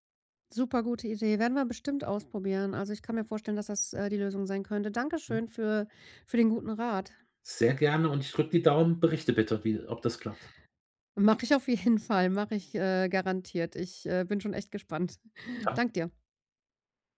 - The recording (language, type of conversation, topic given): German, advice, Wie können wir unsere gemeinsamen Ausgaben fair und klar regeln?
- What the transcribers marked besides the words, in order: other background noise; laughing while speaking: "jeden"; unintelligible speech